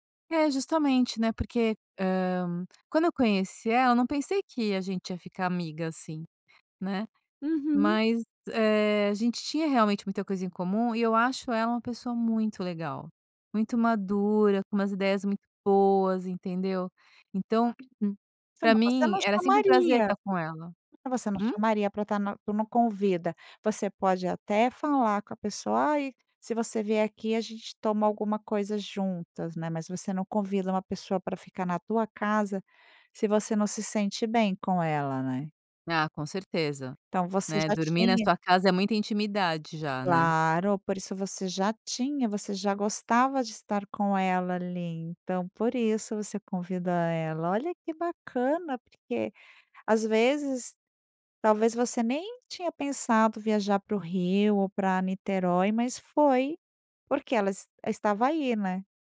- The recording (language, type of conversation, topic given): Portuguese, podcast, Como surgiu a amizade mais inesperada durante uma viagem?
- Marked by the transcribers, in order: tapping